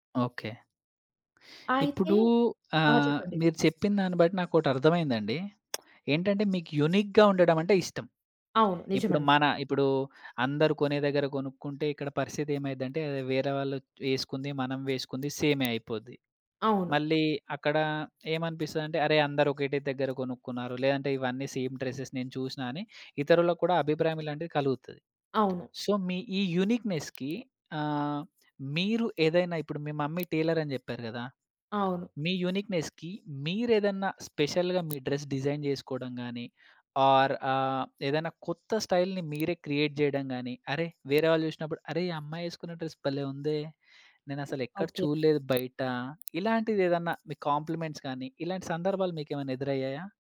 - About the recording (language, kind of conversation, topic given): Telugu, podcast, స్టైల్‌కి ప్రేరణ కోసం మీరు సాధారణంగా ఎక్కడ వెతుకుతారు?
- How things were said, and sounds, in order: other background noise; lip smack; in English: "యూనిక్‌గా"; in English: "డ్రెసెస్"; in English: "సో"; in English: "యూనిక్‌నెస్‌కి"; in English: "మమ్మీ టైలర్"; in English: "యూనిక్‌నెస్‌కి"; in English: "స్పెషల్‌గా"; in English: "డ్రెస్ డిజైన్"; in English: "స్టైల్‌ని"; in English: "క్రియేట్"; in English: "డ్రెస్"; in English: "కాంప్లిమెంట్స్"